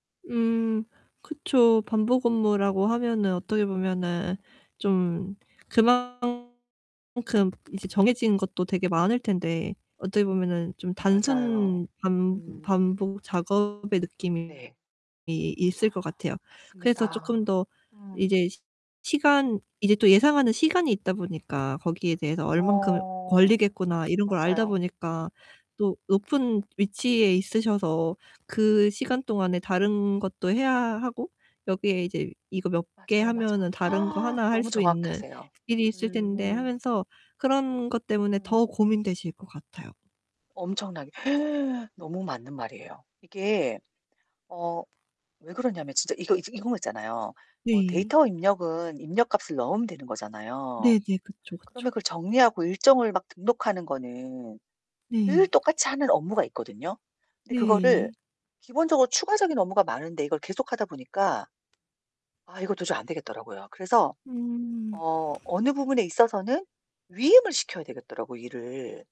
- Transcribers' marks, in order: static; distorted speech; tapping; gasp; gasp; other background noise
- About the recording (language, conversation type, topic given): Korean, advice, 반복적인 업무를 어떻게 효율적으로 위임할 수 있을까요?